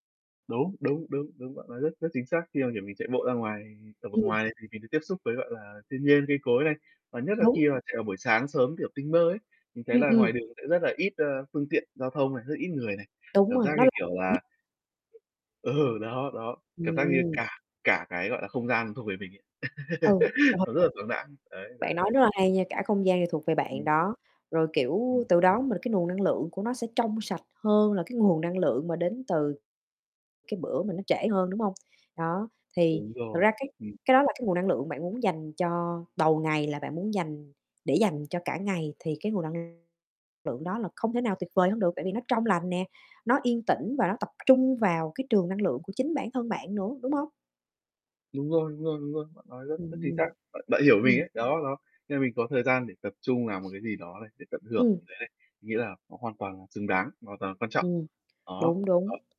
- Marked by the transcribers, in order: static; other background noise; unintelligible speech; laughing while speaking: "ừ"; laugh; mechanical hum; tapping; distorted speech
- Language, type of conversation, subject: Vietnamese, unstructured, Bạn thường bắt đầu ngày mới như thế nào?